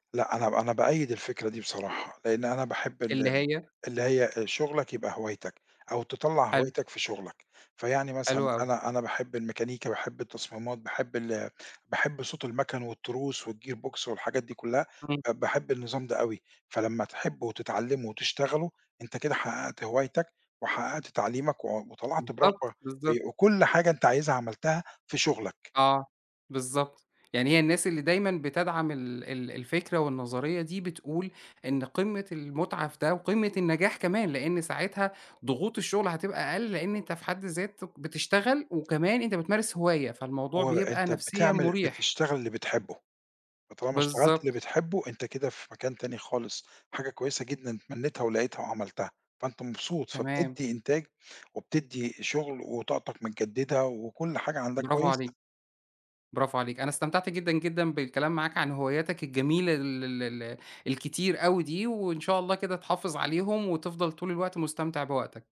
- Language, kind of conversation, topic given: Arabic, podcast, احكيلي عن هوايتك المفضلة؟
- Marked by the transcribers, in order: in English: "والGear Box"; other background noise; dog barking